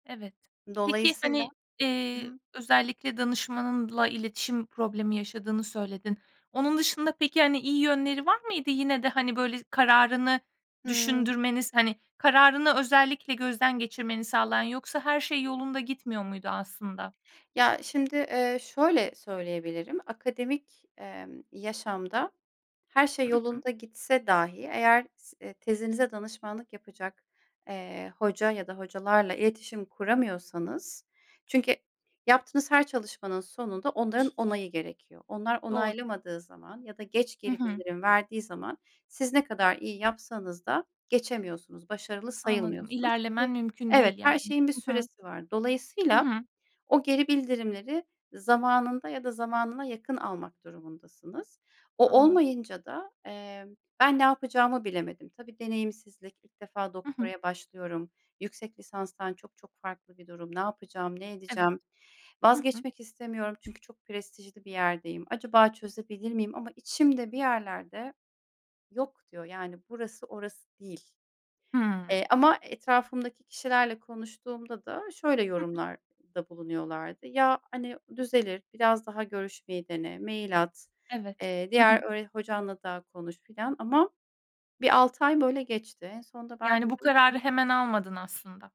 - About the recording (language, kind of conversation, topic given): Turkish, podcast, Bir karar verirken iç sesine mi yoksa aklına mı güvenirsin?
- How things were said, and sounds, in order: other background noise; unintelligible speech; in English: "Mail"